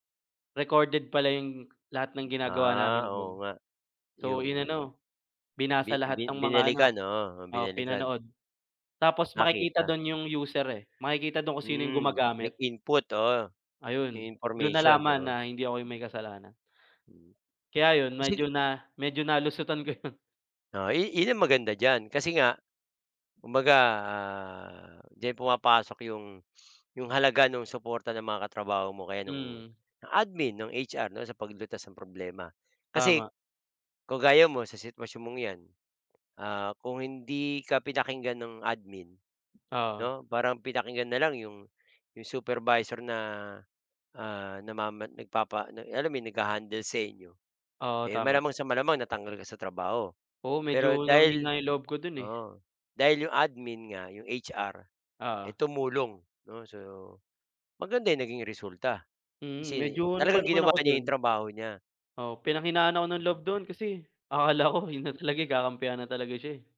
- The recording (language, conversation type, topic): Filipino, unstructured, Paano mo nilalabanan ang hindi patas na pagtrato sa trabaho?
- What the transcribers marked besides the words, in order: laughing while speaking: "yun"; sniff